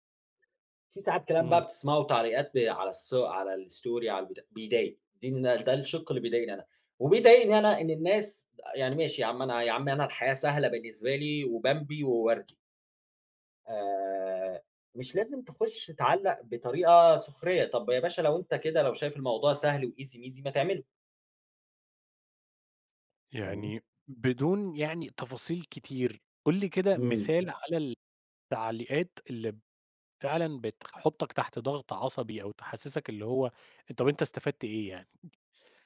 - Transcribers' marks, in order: in English: "الستوري"; tapping; in English: "وEasy"
- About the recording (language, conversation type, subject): Arabic, podcast, إيه أسهل طريقة تبطّل تقارن نفسك بالناس؟